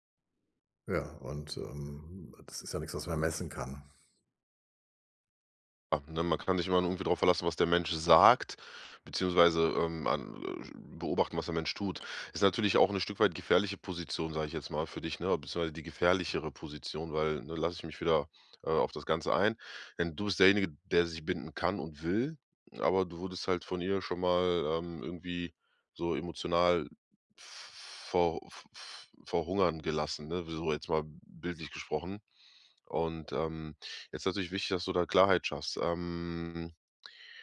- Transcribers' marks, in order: drawn out: "ähm"
- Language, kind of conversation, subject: German, advice, Bin ich emotional bereit für einen großen Neuanfang?